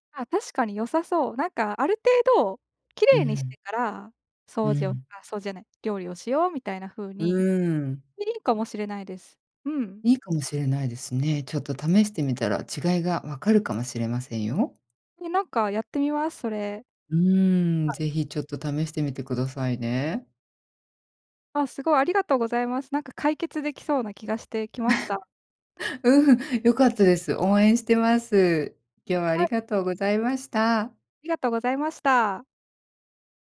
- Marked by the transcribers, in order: laugh
- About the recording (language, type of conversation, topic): Japanese, advice, 家事や日課の優先順位をうまく決めるには、どうしたらよいですか？